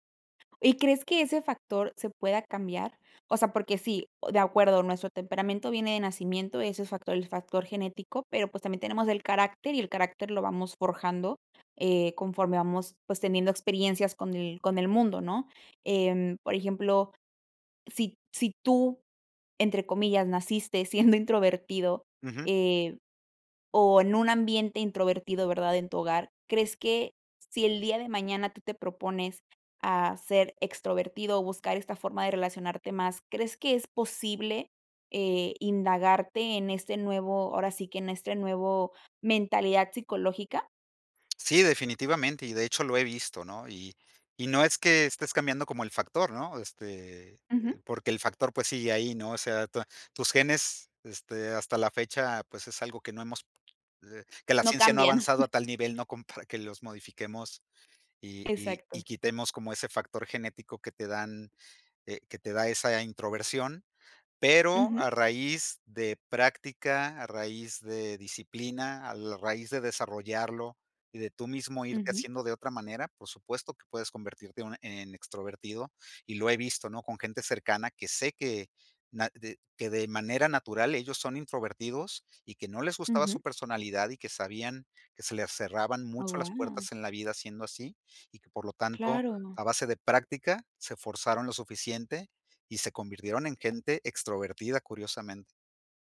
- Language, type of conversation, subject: Spanish, podcast, ¿Qué barreras impiden que hagamos nuevas amistades?
- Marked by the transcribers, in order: chuckle